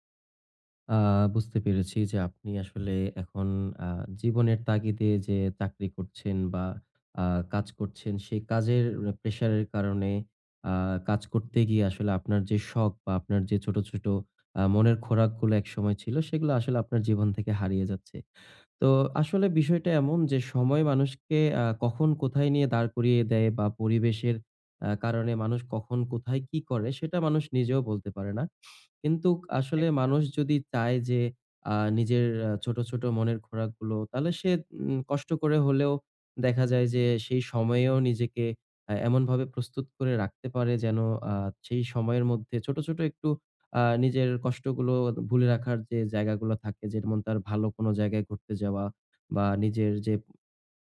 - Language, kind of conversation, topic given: Bengali, advice, জীবনের বাধ্যবাধকতা ও কাজের চাপের মধ্যে ব্যক্তিগত লক্ষ্যগুলোর সঙ্গে কীভাবে সামঞ্জস্য করবেন?
- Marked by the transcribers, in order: tapping; "যেমন" said as "জেরমুন"